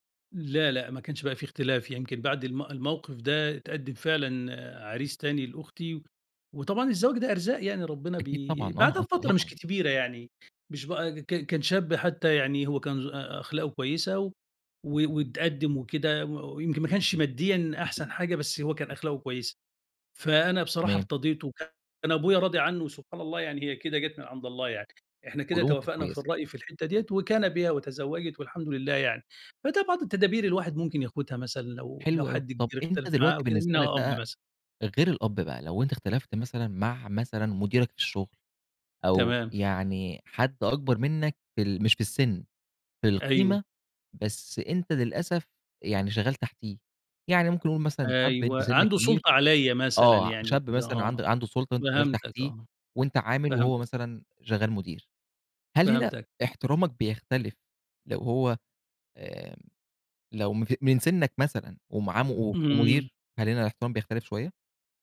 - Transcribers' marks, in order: "كبيرة" said as "كتبيرة"; tapping
- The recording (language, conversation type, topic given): Arabic, podcast, إزاي بتحافظ على احترام الكِبير وفي نفس الوقت بتعبّر عن رأيك بحرية؟